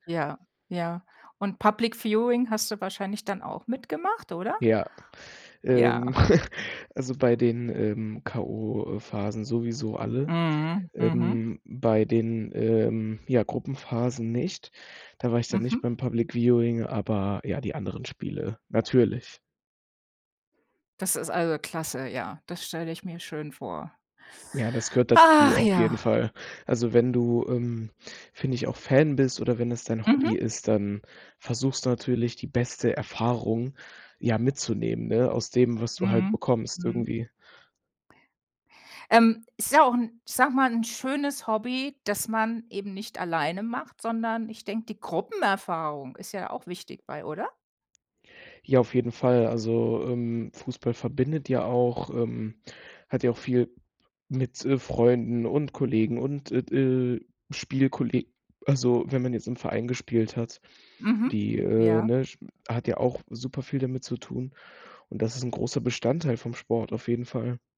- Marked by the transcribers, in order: chuckle; other background noise; put-on voice: "Ach"
- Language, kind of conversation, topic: German, podcast, Erzähl mal, wie du zu deinem liebsten Hobby gekommen bist?